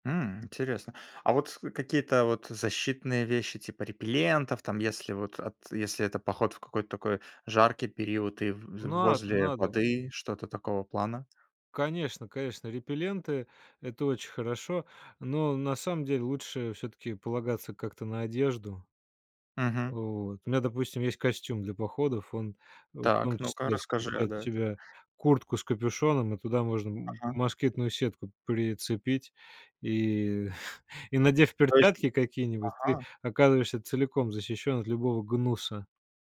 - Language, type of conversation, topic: Russian, podcast, Какие базовые вещи ты всегда берёшь в поход?
- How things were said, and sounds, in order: other background noise; tapping; chuckle